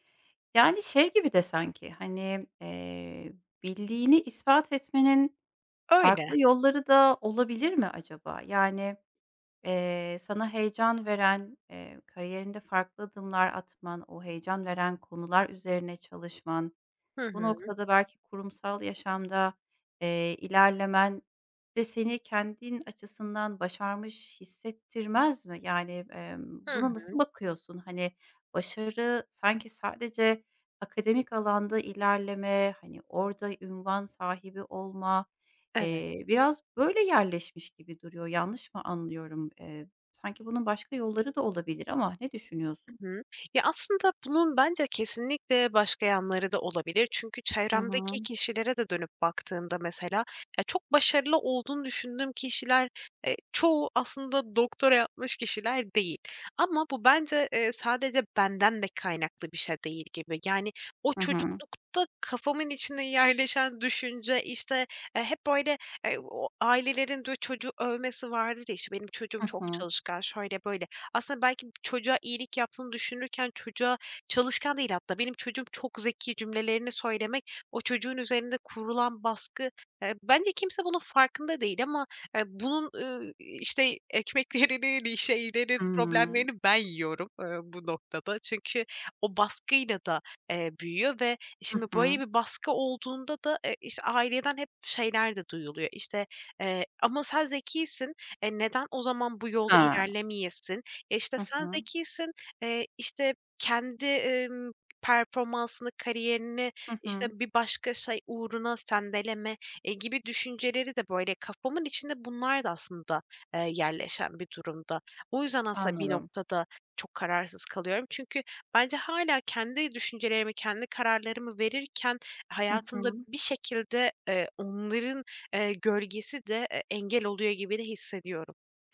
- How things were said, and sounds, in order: unintelligible speech; unintelligible speech; laughing while speaking: "ekmeklerini ni şeylerin, problemlerini ben yiyorum, eee, bu noktada"; tapping
- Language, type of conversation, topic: Turkish, advice, Karar verirken duygularım kafamı karıştırdığı için neden kararsız kalıyorum?